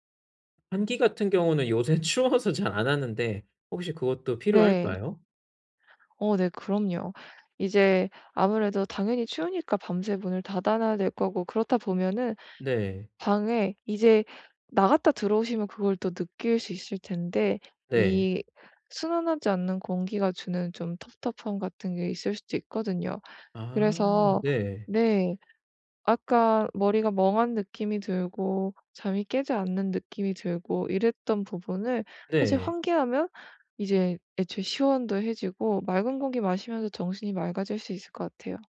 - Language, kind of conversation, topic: Korean, advice, 하루 동안 에너지를 더 잘 관리하려면 어떻게 해야 하나요?
- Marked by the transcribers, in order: laughing while speaking: "추워서"; other background noise